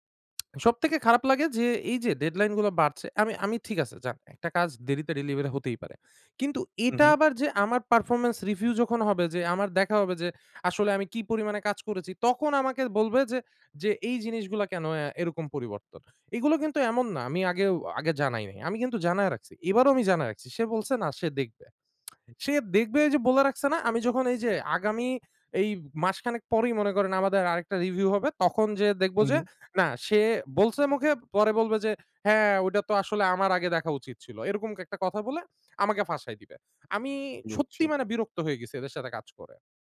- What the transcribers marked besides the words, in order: tsk; in English: "performance review"; tsk; "একটা" said as "ক্যাকটা"
- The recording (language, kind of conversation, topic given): Bengali, advice, ডেডলাইন চাপের মধ্যে নতুন চিন্তা বের করা এত কঠিন কেন?